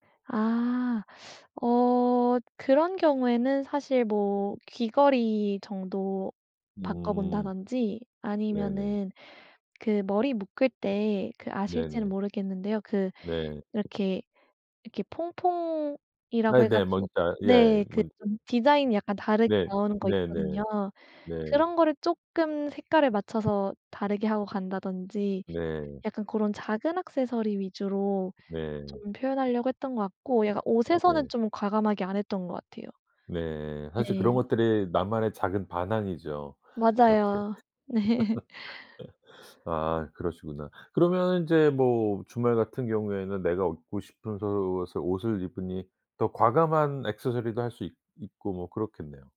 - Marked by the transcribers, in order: teeth sucking; other background noise; laugh; laughing while speaking: "네"; laugh
- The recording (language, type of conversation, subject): Korean, podcast, 옷으로 자신을 어떻게 표현하나요?
- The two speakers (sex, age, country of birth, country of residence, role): female, 25-29, South Korea, United States, guest; male, 50-54, South Korea, United States, host